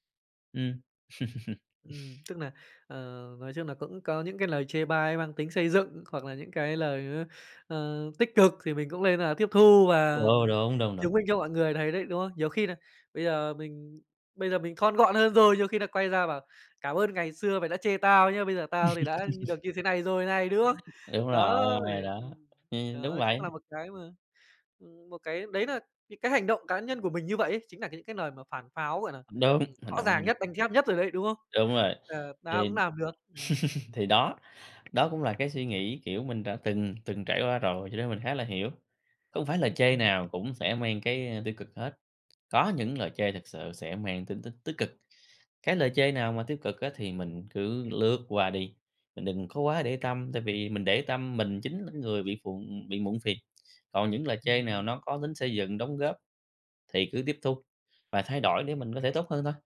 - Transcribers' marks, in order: laugh; tapping; other background noise; laugh; "lời" said as "nời"; unintelligible speech; unintelligible speech; laugh; "làm" said as "nàm"
- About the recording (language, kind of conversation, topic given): Vietnamese, podcast, Bạn thường xử lý những lời chê bai về ngoại hình như thế nào?